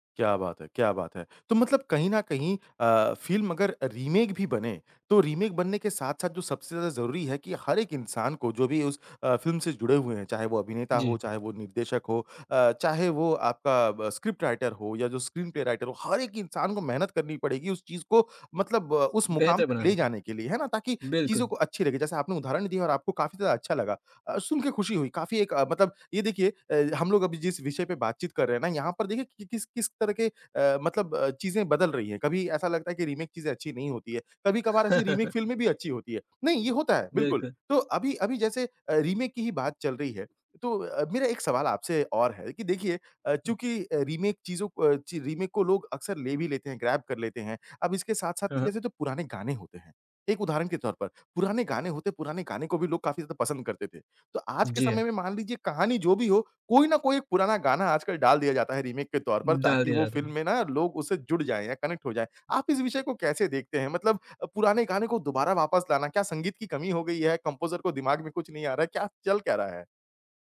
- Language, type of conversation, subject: Hindi, podcast, क्या रीमेक मूल कृति से बेहतर हो सकते हैं?
- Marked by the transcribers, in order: in English: "रीमेक"; in English: "रीमेक"; in English: "स्क्रिप्ट राइटर"; in English: "स्क्रीन"; in English: "राइटर"; other background noise; in English: "रीमेक"; in English: "रीमेक"; laugh; in English: "रीमेक"; in English: "रीमेक"; in English: "रीमेक"; other noise; in English: "ग्रैब"; in English: "रीमेक"; in English: "कनेक्ट"; in English: "कम्पोज़र"